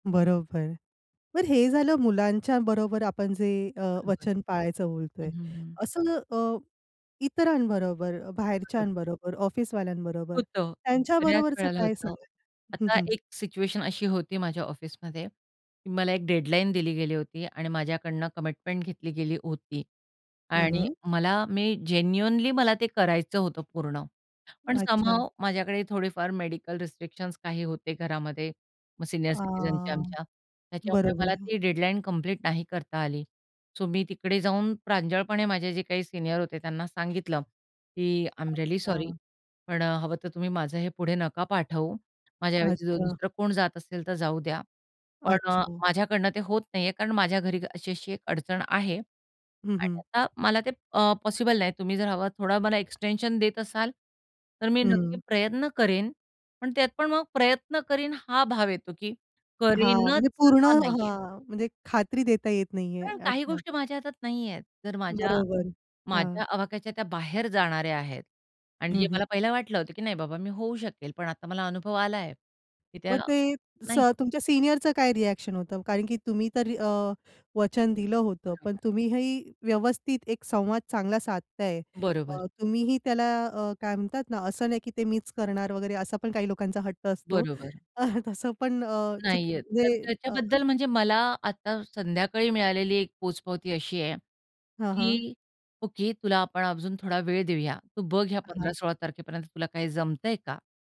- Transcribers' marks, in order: other background noise; unintelligible speech; in English: "कमिटमेंट"; other noise; in English: "जेन्युइनली"; in English: "रिस्ट्रिक्शन्स"; in English: "सीनियर सिटीझनच्या"; tapping; in English: "आय एम रिअली सॉरी"; in English: "एक्सटेंशन"; horn; stressed: "करीनच"; in English: "रिएक्शन"; laughing while speaking: "अ"
- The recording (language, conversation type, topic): Marathi, podcast, वचन दिल्यावर ते पाळण्याबाबत तुमचा दृष्टिकोन काय आहे?